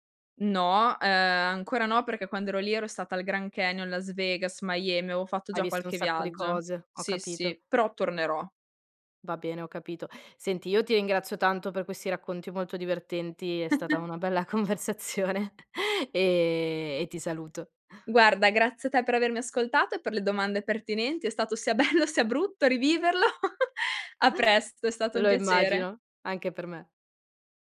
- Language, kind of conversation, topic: Italian, podcast, Qual è stato il tuo primo periodo lontano da casa?
- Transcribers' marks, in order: chuckle; chuckle; laughing while speaking: "bello"; chuckle